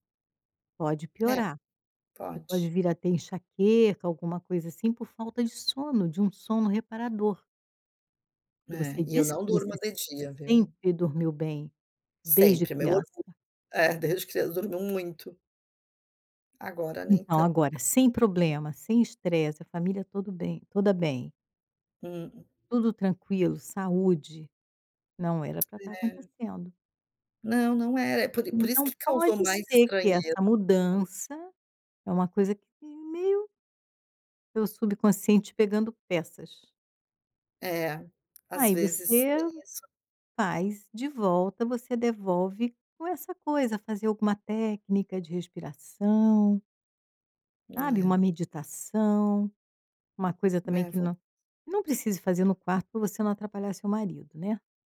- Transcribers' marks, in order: tapping; other background noise
- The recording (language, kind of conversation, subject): Portuguese, advice, Como posso lidar com a ansiedade que me faz acordar cedo e não conseguir voltar a dormir?